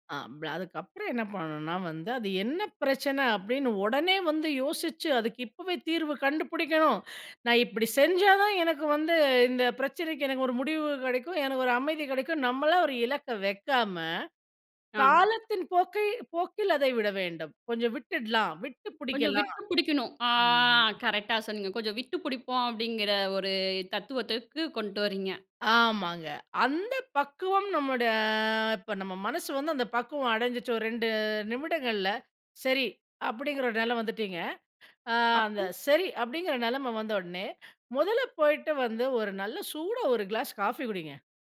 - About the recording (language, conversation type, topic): Tamil, podcast, உங்கள் மனதை அமைதிப்படுத்தும் ஒரு எளிய வழி என்ன?
- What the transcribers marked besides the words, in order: other background noise; tapping; drawn out: "ஆ"; drawn out: "நம்மோட"